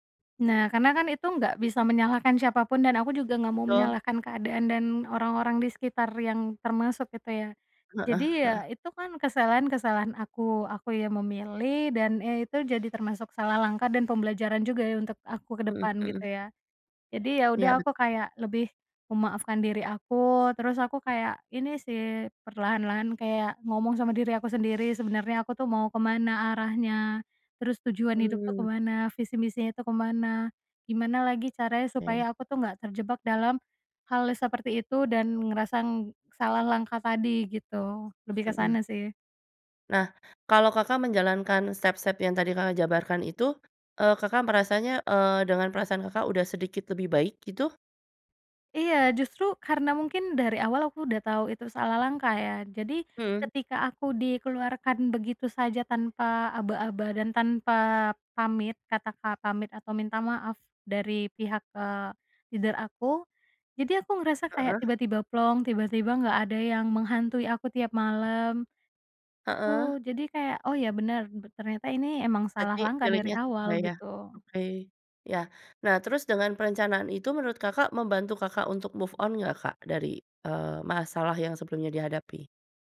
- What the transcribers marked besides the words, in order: other background noise; in English: "step-step"; "kata-kata" said as "kata-ka"; in English: "leader"; in English: "move on"
- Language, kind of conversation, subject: Indonesian, podcast, Bagaimana cara kamu memaafkan diri sendiri setelah melakukan kesalahan?